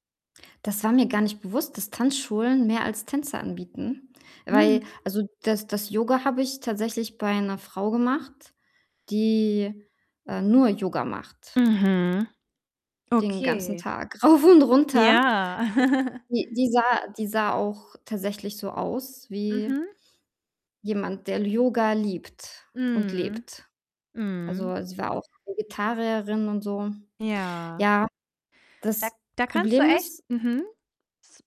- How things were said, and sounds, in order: distorted speech; laughing while speaking: "rauf und runter"; chuckle; tapping; other noise
- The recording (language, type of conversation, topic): German, advice, Wie kann ich ohne Druck ein neues Hobby anfangen?